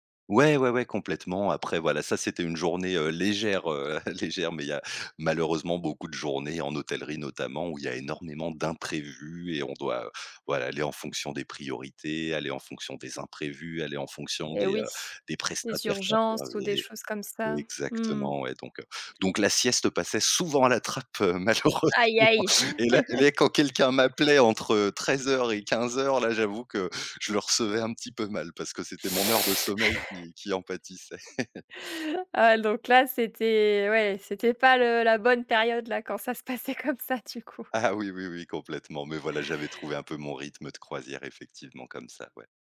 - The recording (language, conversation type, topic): French, podcast, Comment poses-tu des limites (téléphone, travail) pour te reposer ?
- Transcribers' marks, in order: chuckle; stressed: "d'imprévus"; "intervenaient" said as "intervaient"; stressed: "souvent"; laughing while speaking: "malheureusement"; other noise; chuckle; teeth sucking; chuckle; other background noise; laughing while speaking: "quand ça se passait comme ça du coup"; tapping